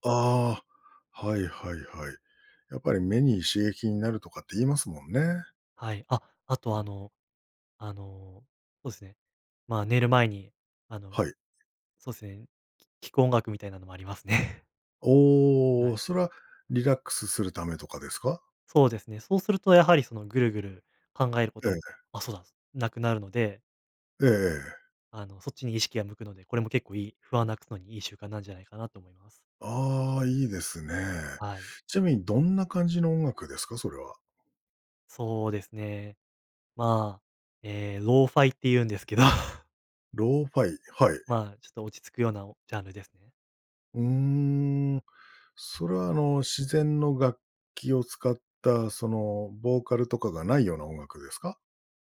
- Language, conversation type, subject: Japanese, podcast, 不安なときにできる練習にはどんなものがありますか？
- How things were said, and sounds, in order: other background noise; laughing while speaking: "ありますね"; laughing while speaking: "ですけど"